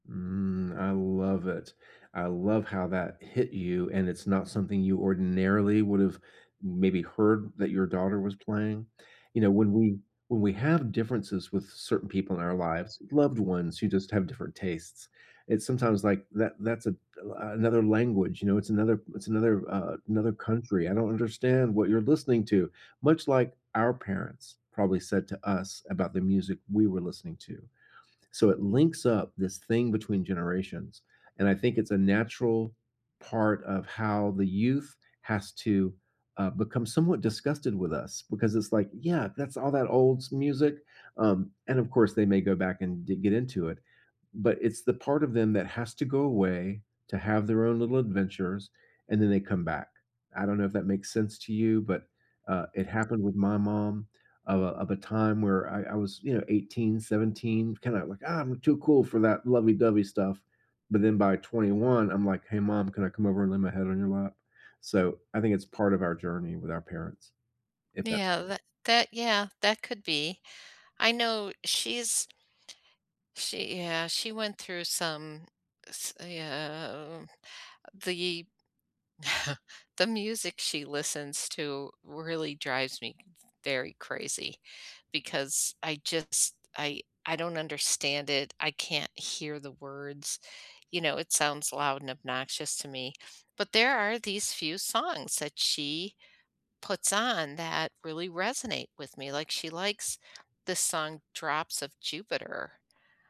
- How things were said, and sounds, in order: chuckle; other background noise
- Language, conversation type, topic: English, unstructured, Which song fits your mood right now, and what’s the story of how you discovered it?
- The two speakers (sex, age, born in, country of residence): female, 70-74, United States, United States; male, 60-64, United States, United States